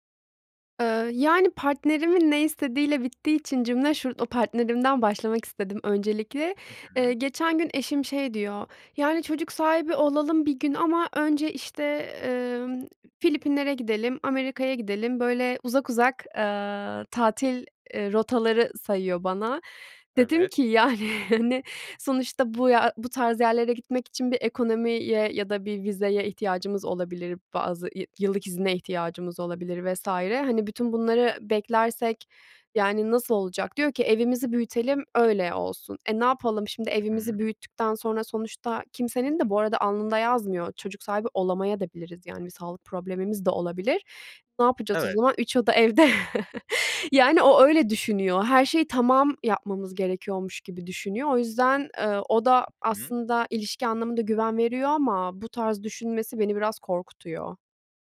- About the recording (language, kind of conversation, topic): Turkish, advice, Çocuk sahibi olma veya olmama kararı
- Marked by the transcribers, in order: tapping; laughing while speaking: "Yani, hani"; chuckle